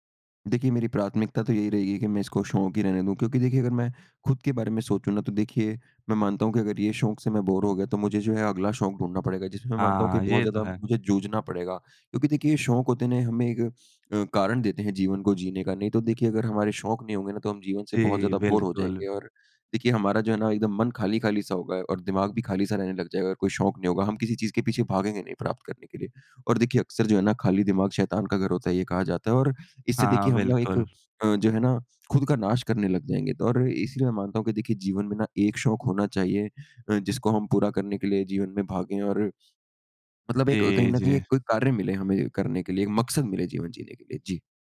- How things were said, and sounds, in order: in English: "बोर"; in English: "बोर"; tapping
- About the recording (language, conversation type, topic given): Hindi, podcast, कौन सा शौक आपको सबसे ज़्यादा सुकून देता है?